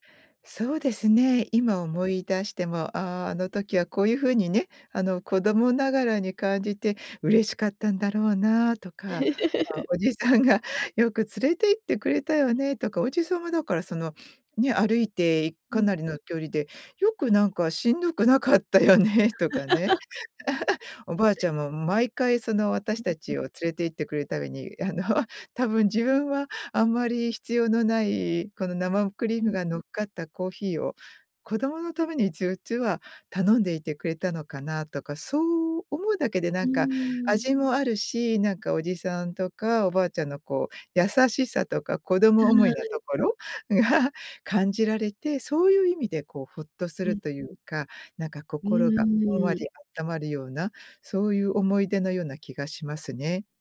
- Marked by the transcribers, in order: other noise; laugh; laughing while speaking: "おじさんが"; laughing while speaking: "しんどくなかったよね"; laugh; laughing while speaking: "あの"; laughing while speaking: "ところが"
- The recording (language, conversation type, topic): Japanese, podcast, 子どもの頃にほっとする味として思い出すのは何ですか？